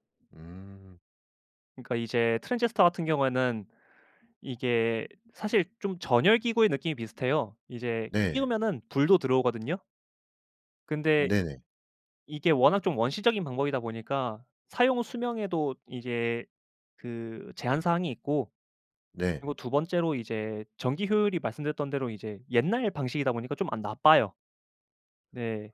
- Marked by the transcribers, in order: other background noise
- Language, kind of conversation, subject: Korean, podcast, 취미를 오래 유지하는 비결이 있다면 뭐예요?